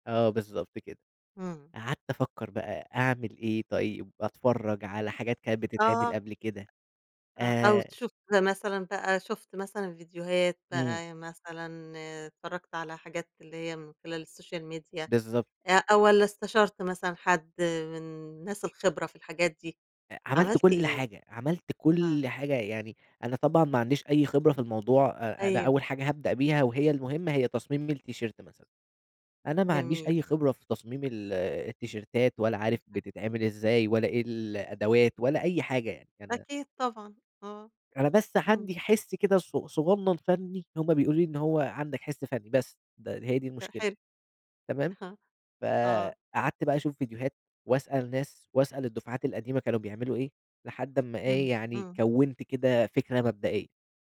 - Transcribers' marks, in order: tapping; unintelligible speech; in English: "السوشيال ميديا"; in English: "التيشيرت"; in English: "التيشيرتات"
- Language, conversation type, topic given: Arabic, podcast, إيه الحاجة اللي عملتها بإيدك وحسّيت بفخر ساعتها؟